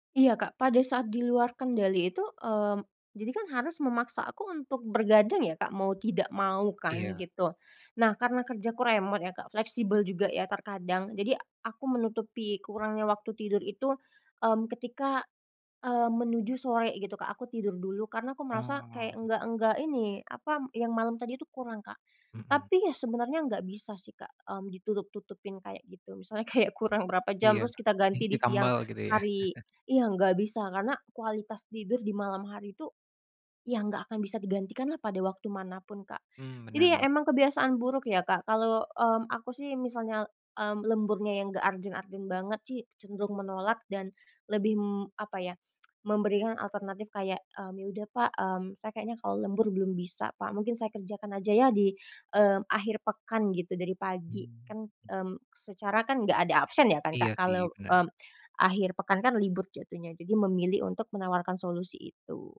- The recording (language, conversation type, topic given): Indonesian, podcast, Bagaimana cara kamu mengatasi susah tidur saat pikiran terus aktif?
- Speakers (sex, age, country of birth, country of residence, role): female, 25-29, Indonesia, Indonesia, guest; male, 25-29, Indonesia, Indonesia, host
- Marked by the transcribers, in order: laughing while speaking: "misalnya kayak"; chuckle; tapping